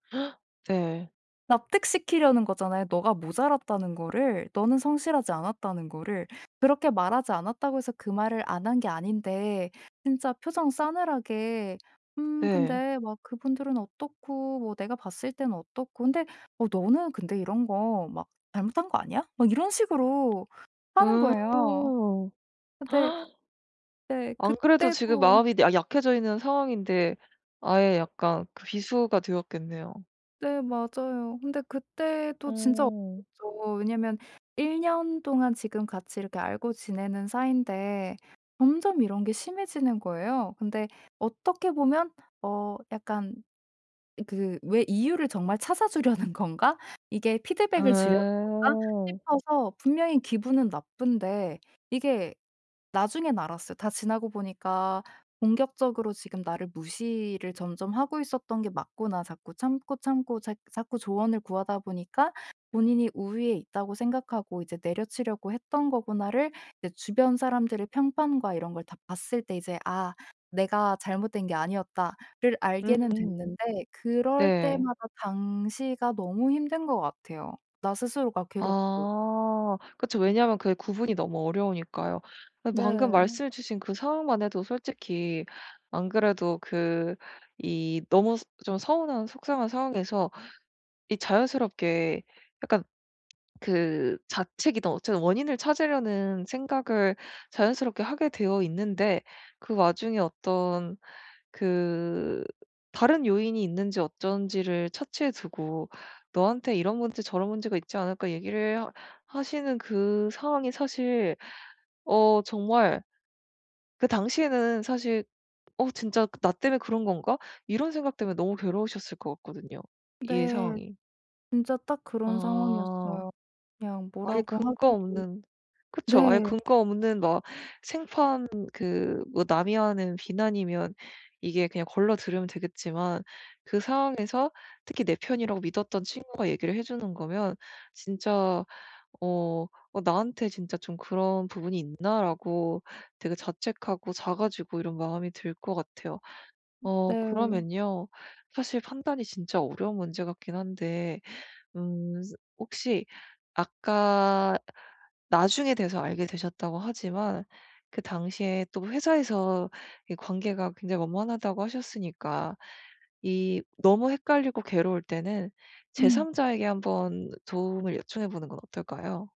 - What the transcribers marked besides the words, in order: gasp; other background noise; tapping; gasp; laughing while speaking: "주려는"
- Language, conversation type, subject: Korean, advice, 피드백이 건설적인지 공격적인 비판인지 간단히 어떻게 구분할 수 있을까요?